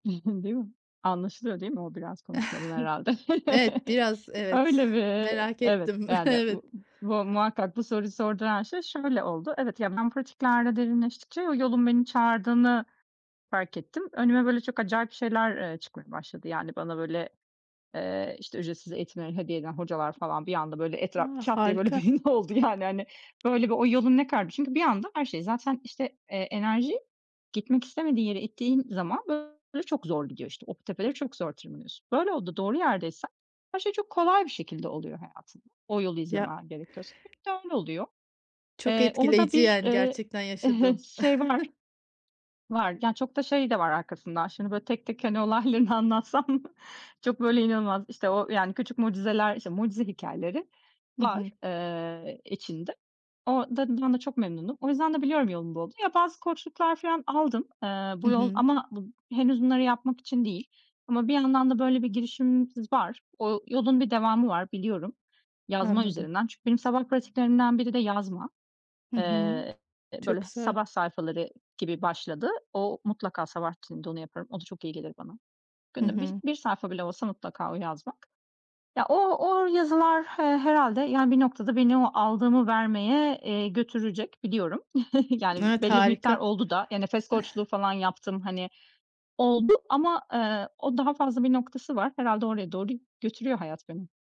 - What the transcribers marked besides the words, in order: chuckle; chuckle; other background noise; chuckle; tapping; laughing while speaking: "belli oldu"; chuckle; unintelligible speech; laughing while speaking: "olaylarını anlatsam"; chuckle
- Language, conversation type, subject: Turkish, podcast, Sabah rutinin gün içindeki dengen üzerinde nasıl bir etki yaratıyor?